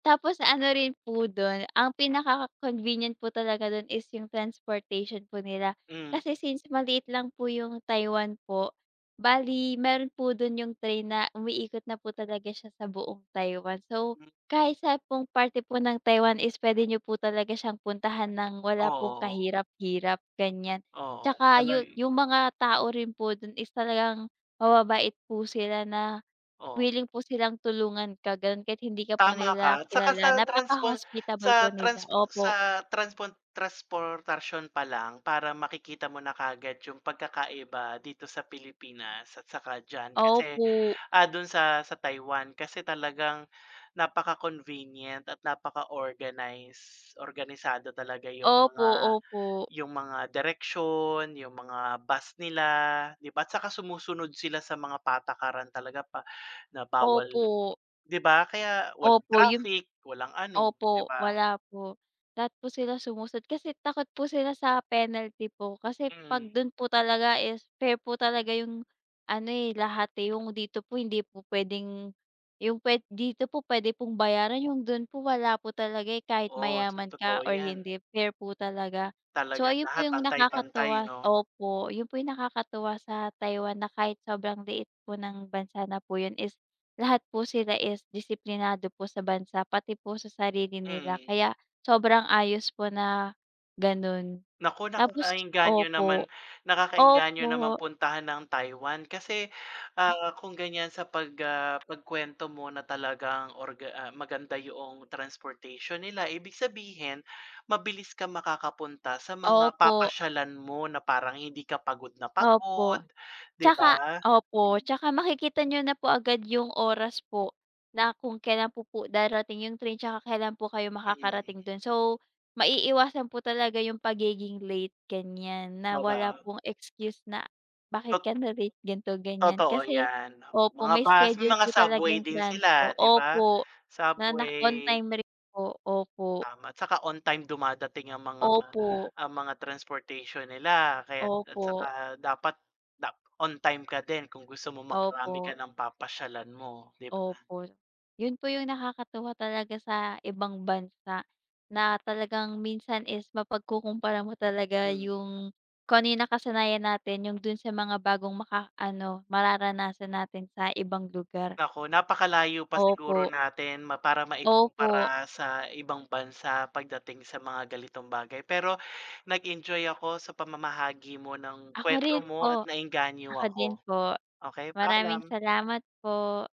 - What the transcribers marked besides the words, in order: tapping
- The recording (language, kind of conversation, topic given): Filipino, unstructured, May lugar ka bang gusto mong balikan?